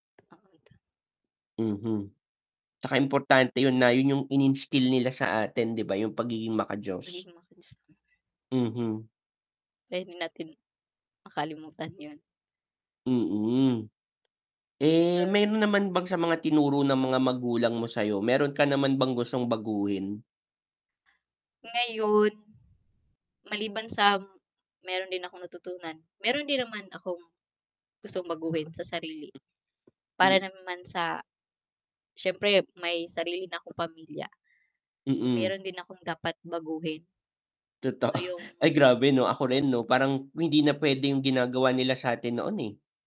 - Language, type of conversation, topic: Filipino, unstructured, Ano ang pinakamahalagang aral na natutunan mo mula sa iyong mga magulang?
- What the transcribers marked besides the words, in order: unintelligible speech; in English: "ininstill"; static; unintelligible speech; laughing while speaking: "Totoo"; unintelligible speech